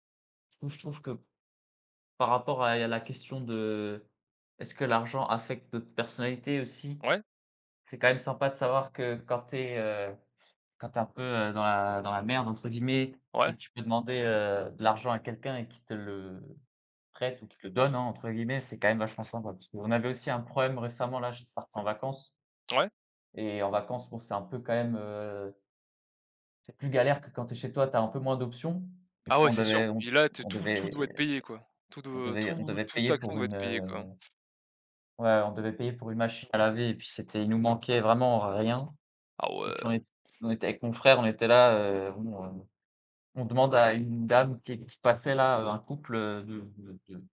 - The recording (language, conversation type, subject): French, unstructured, Comment le manque d’argent peut-il affecter notre bien-être ?
- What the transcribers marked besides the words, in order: other background noise